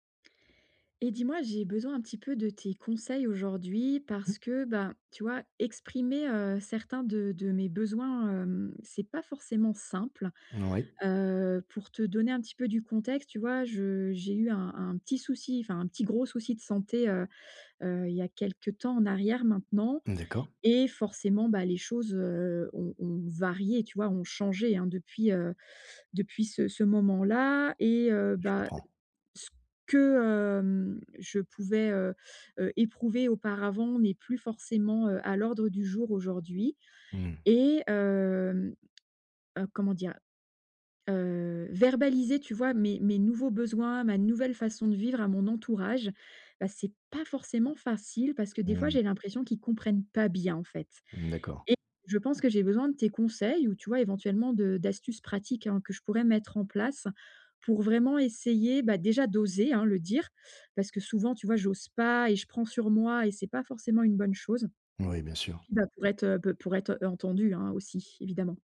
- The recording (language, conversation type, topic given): French, advice, Dire ses besoins sans honte
- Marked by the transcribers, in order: none